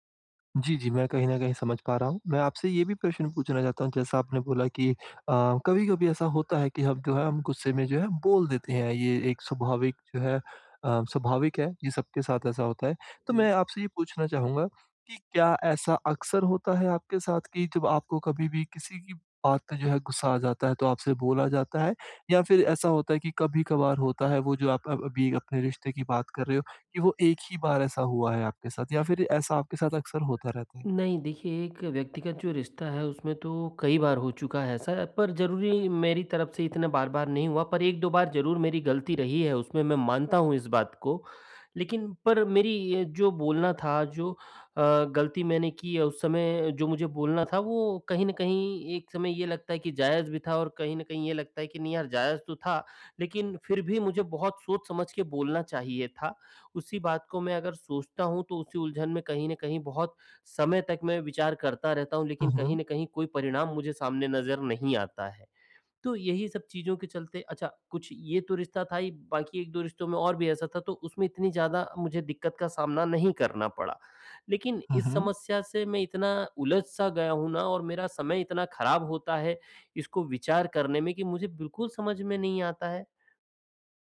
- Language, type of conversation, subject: Hindi, advice, गलती के बाद मैं खुद के प्रति करुणा कैसे रखूँ और जल्दी कैसे संभलूँ?
- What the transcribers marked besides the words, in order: bird